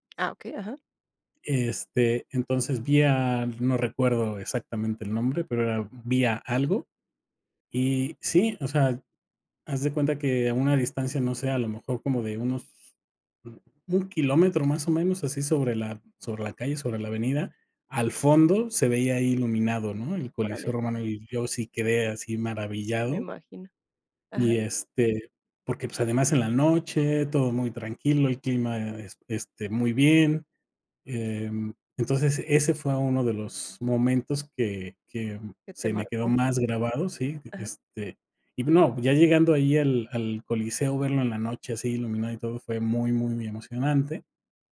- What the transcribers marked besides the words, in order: none
- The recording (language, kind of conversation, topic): Spanish, podcast, ¿Qué viaje te cambió la vida y por qué?